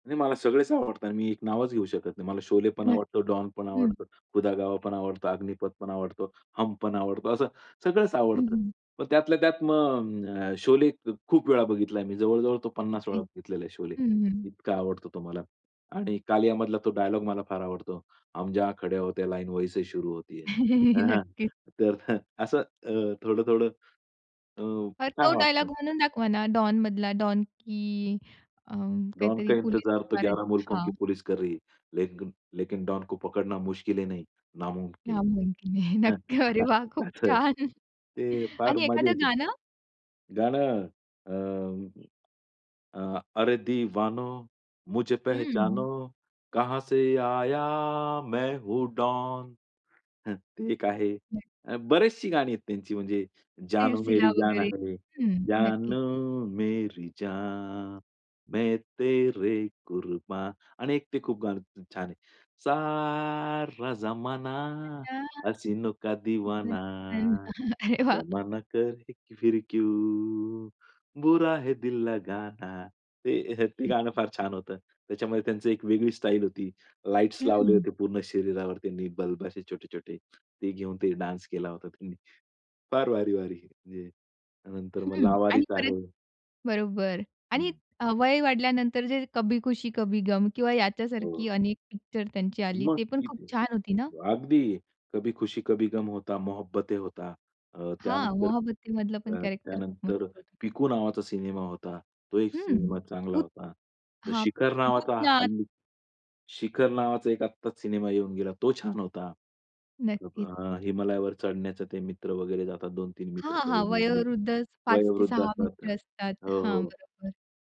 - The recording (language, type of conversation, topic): Marathi, podcast, कोणत्या आदर्श व्यक्ती किंवा प्रतीकांचा तुमच्यावर सर्वाधिक प्रभाव पडतो?
- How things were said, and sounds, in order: other background noise; in Hindi: "हम जहा खडे होते लाईन वही से शुरू होती है"; chuckle; in Hindi: "डॉन का इंतजार तो ग्यारह … नहीं नामुमकिन हे"; in Hindi: "नामुमकीन है"; laughing while speaking: "नक्की अरे वाह खूप छान"; anticipating: "आणि एखादं गाणं?"; chuckle; unintelligible speech; singing: "अरे दिवानो मुझे पेहेचानो कहाँ से आया मैं हूँ डॉन"; tapping; unintelligible speech; singing: "जाणू मेरी जान, मैं तेरे कुर्बान"; unintelligible speech; singing: "सारा जमाना, हसीनो दीवाना, जमाना कहे फिर क्यू बुरा है दिल लगाना"; unintelligible speech; chuckle; in English: "डान्स"; unintelligible speech